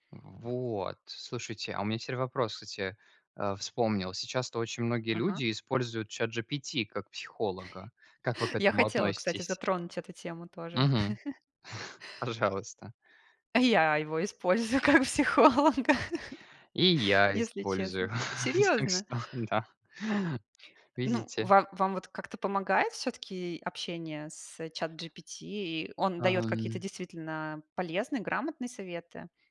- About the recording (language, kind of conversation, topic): Russian, unstructured, Что вас больше всего раздражает в отношении общества к депрессии?
- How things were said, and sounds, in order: "теперь" said as "терь"; chuckle; laugh; laughing while speaking: "Пожалуйста"; joyful: "А я его использую как психолога"; laughing while speaking: "использую как психолога"; laugh; surprised: "Серьезно?"; laugh; laughing while speaking: "Так что, да"; other background noise